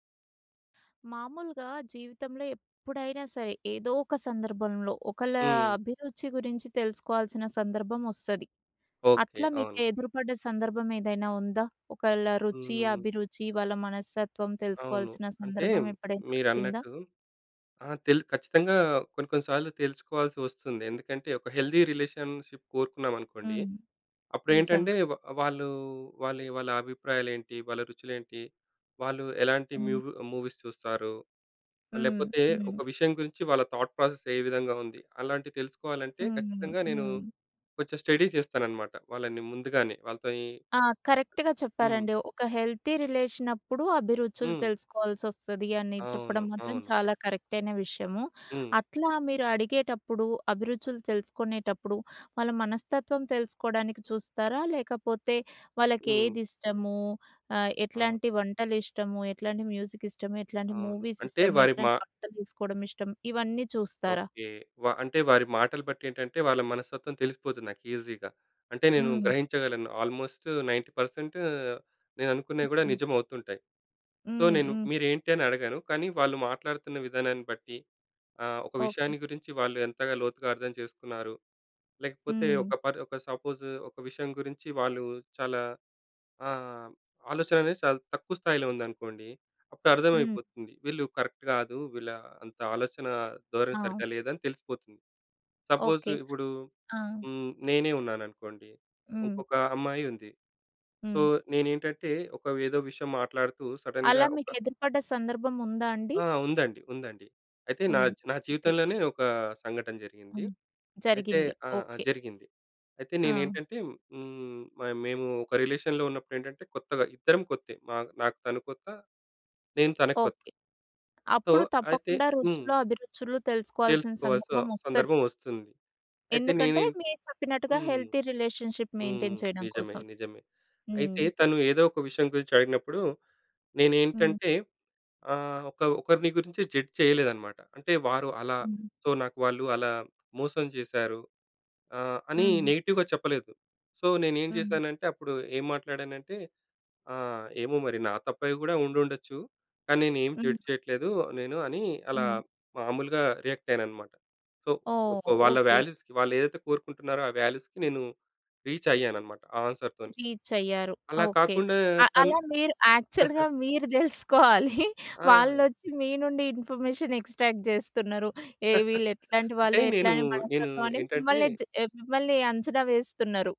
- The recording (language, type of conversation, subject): Telugu, podcast, ఎవరైనా వ్యక్తి అభిరుచిని తెలుసుకోవాలంటే మీరు ఏ రకమైన ప్రశ్నలు అడుగుతారు?
- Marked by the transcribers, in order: in English: "హెల్తీ రిలేషన్‌షిప్"; in English: "మూవీస్"; in English: "థాట్ ప్రాసెస్"; in English: "స్టడీ"; in English: "కరెక్ట్‌గా"; tapping; in English: "హెల్తీ రిలేషన్"; in English: "కరెక్ట్"; in English: "మ్యూజిక్"; in English: "మూవీస్"; in English: "ఈజీగా"; in English: "ఆల్మోస్ట్ నైన్టీ పర్సెంట్"; in English: "సో"; in English: "సపోజ్"; other background noise; in English: "కరెక్ట్"; in English: "సపోజ్"; in English: "సో"; in English: "సడెన్‌గా"; in English: "రిలేషన్‌లో"; in English: "సో"; in English: "హెల్తీ రెలేషన్‌షిప్ మెయింటేయిన్"; in English: "జడ్జ్"; in English: "సో"; in English: "నెగెటివ్‌గా"; in English: "సో"; in English: "జడ్జ్"; in English: "రియాక్ట్"; in English: "సో"; in English: "వాల్యూస్‌కి"; in English: "వాల్యూస్‌కి"; in English: "రీచ్"; in English: "రీచ్"; in English: "ఆన్సర్‌తోని"; in English: "యాక్చువల్‌గా"; chuckle; in English: "ఇన్ఫర్మేషన్ ఎక్స్ట్రాక్ట్"; chuckle